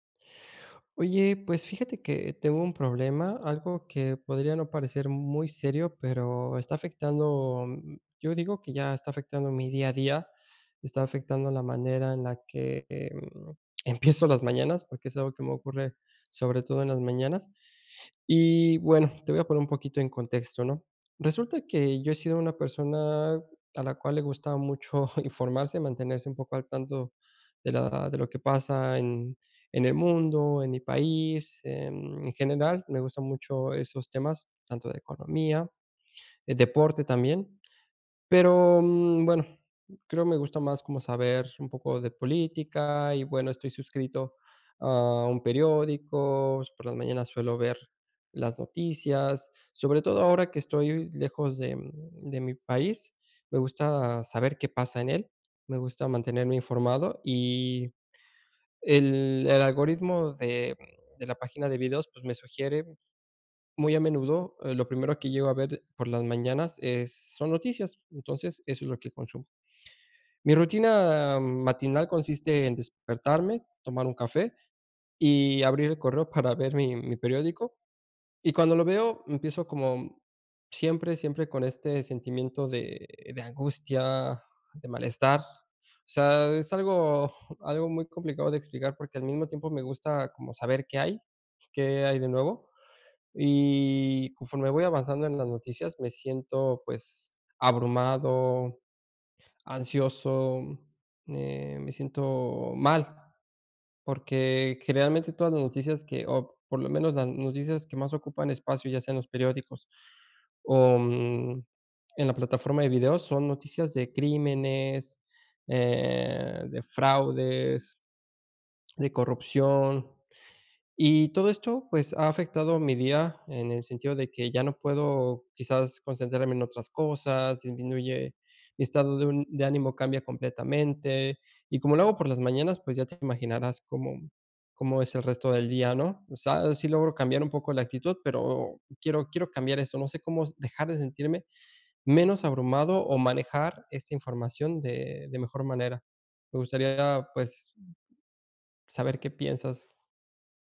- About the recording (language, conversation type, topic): Spanish, advice, ¿Cómo puedo manejar la sobrecarga de información de noticias y redes sociales?
- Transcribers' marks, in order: other noise